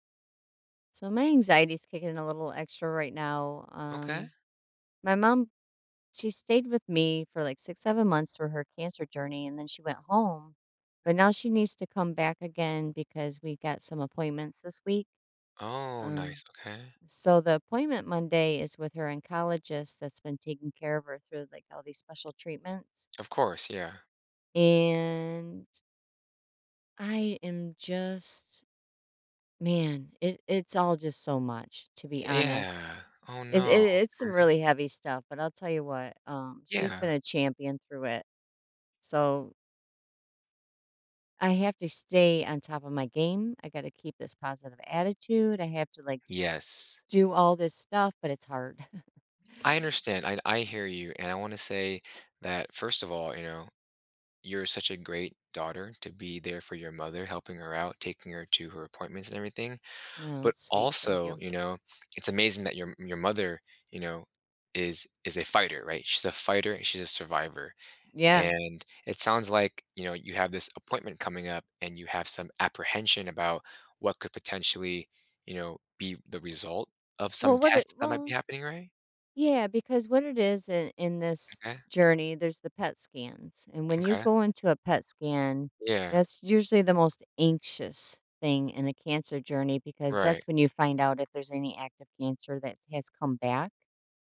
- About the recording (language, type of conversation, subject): English, advice, How can I cope with anxiety while waiting for my medical test results?
- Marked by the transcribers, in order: other background noise; chuckle